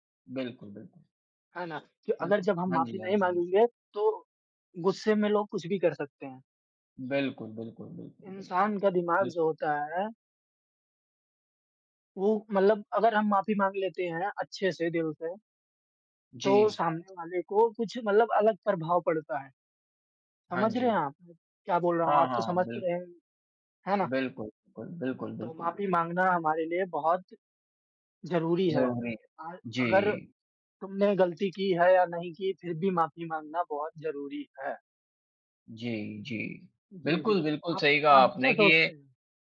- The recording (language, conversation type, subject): Hindi, unstructured, आपके अनुसार लड़ाई के बाद माफी क्यों ज़रूरी है?
- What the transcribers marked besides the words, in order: horn